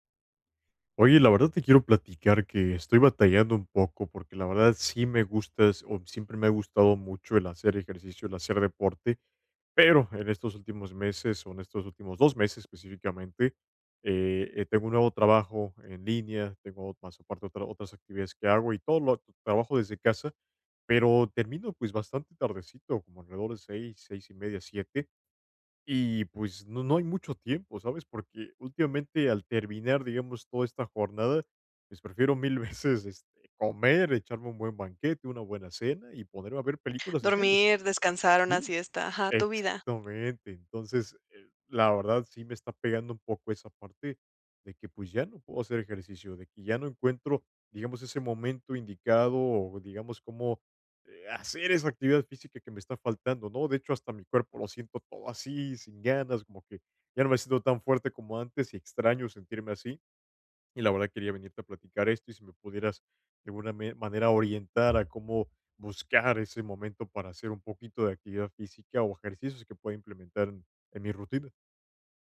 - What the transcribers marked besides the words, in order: stressed: "pero"; laughing while speaking: "veces"; tapping
- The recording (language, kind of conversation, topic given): Spanish, advice, ¿Cómo puedo mantener una rutina de ejercicio regular si tengo una vida ocupada y poco tiempo libre?